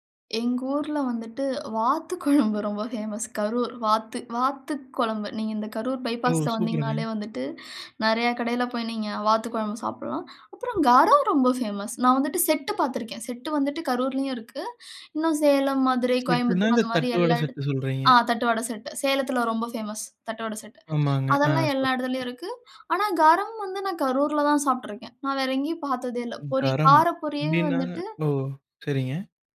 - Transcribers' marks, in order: in English: "ஃபேமஸ்"; inhale; inhale; in English: "ஃபேமஸ்"; inhale; in English: "ஃபேமஸ்"; inhale; unintelligible speech; inhale
- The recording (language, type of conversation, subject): Tamil, podcast, ஒரு ஊரின் உணவுப் பண்பாடு பற்றி உங்கள் கருத்து என்ன?